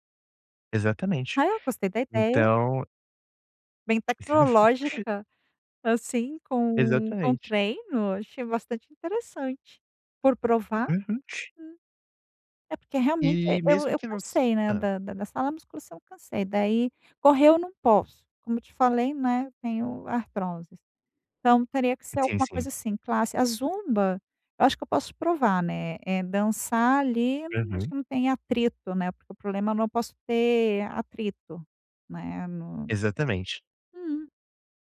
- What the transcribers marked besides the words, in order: laugh; other noise; "artrose" said as "artrosis"
- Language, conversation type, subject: Portuguese, advice, Como posso variar minha rotina de treino quando estou entediado(a) com ela?